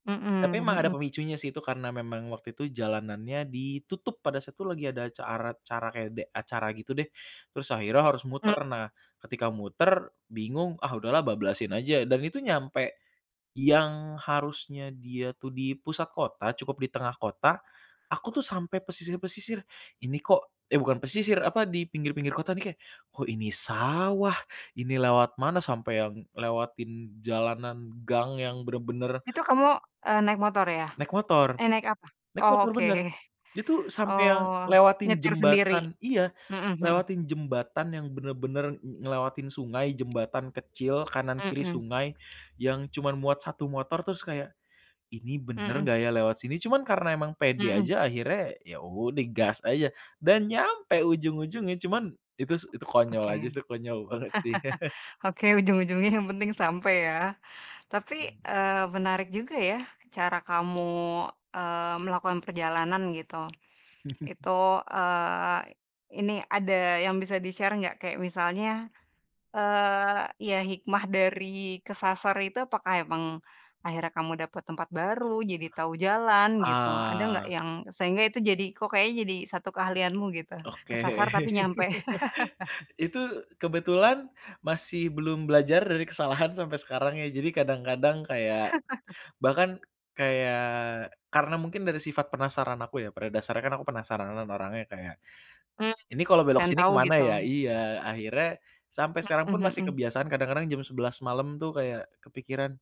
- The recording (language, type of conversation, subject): Indonesian, podcast, Pernahkah kamu tersesat saat jalan-jalan, dan bagaimana ceritanya?
- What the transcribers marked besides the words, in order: laughing while speaking: "oke"; tapping; other background noise; laugh; laugh; in English: "di-share"; laugh; laugh